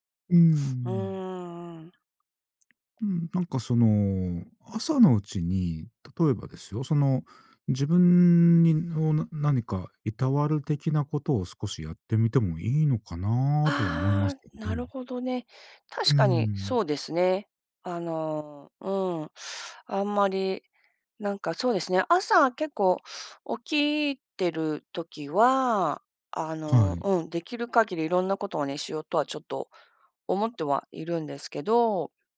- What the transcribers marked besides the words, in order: none
- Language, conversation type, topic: Japanese, advice, 生活リズムが乱れて眠れず、健康面が心配なのですがどうすればいいですか？